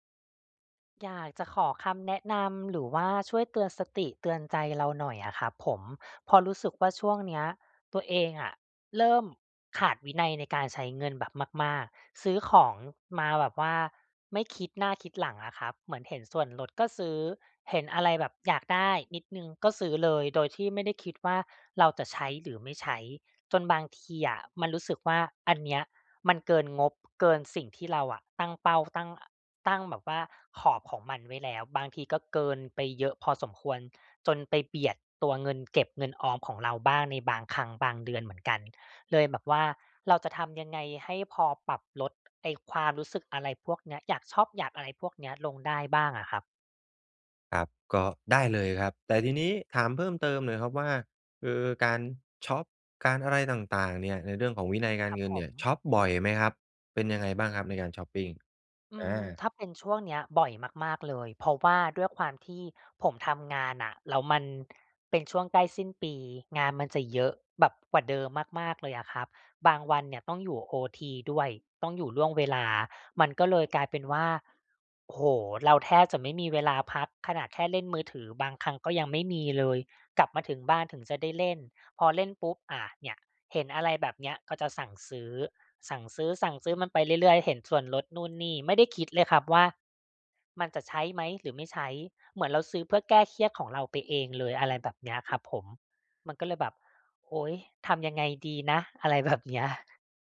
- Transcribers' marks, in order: other background noise; laughing while speaking: "แบบเนี้ย"
- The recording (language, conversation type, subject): Thai, advice, จะทำอย่างไรให้มีวินัยการใช้เงินและหยุดใช้จ่ายเกินงบได้?